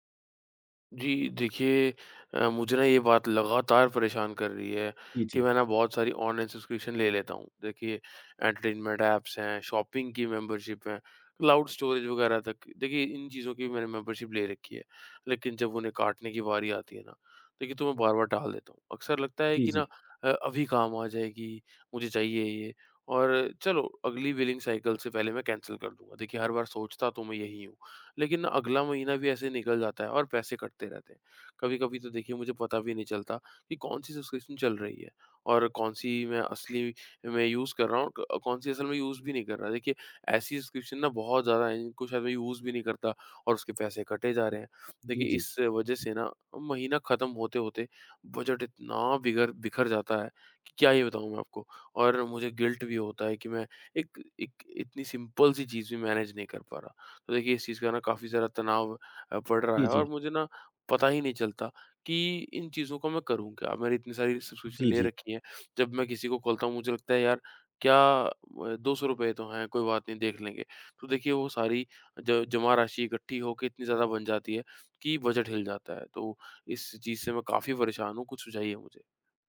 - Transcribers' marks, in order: tapping; in English: "सब्सक्रिप्शन"; other background noise; in English: "एंटरटेनमेंट एप्स"; in English: "शॉपिंग"; in English: "मेम्बर्शिप"; in English: "क्लाउड स्टोरेज"; in English: "मेम्बर्शिप"; in English: "बिलिंग साइकिल"; in English: "कैन्सल"; in English: "सब्सक्रिप्शन"; in English: "यूज़"; in English: "यूज़"; in English: "सब्सक्रिप्शन"; in English: "यूज़"; in English: "गिल्ट"; in English: "सिम्पल"; in English: "मेनेज"; in English: "सब्सक्रिप्शन"
- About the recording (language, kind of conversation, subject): Hindi, advice, सब्सक्रिप्शन रद्द करने में आपको किस तरह की कठिनाई हो रही है?